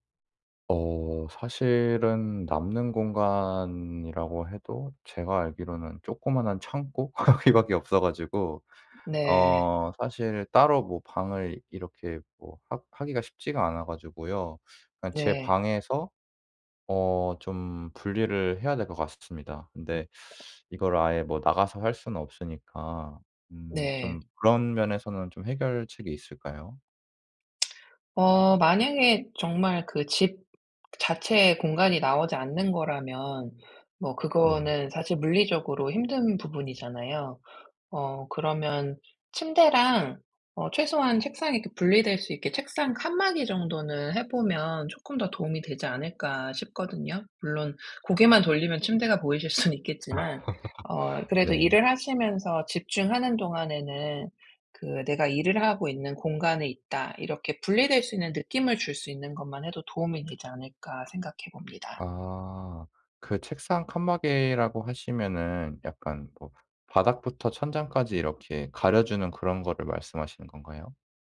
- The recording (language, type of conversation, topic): Korean, advice, 원격·하이브리드 근무로 달라진 업무 방식에 어떻게 적응하면 좋을까요?
- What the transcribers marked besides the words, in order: laughing while speaking: "거기 밖에"; tapping; other background noise; laughing while speaking: "수는"; laugh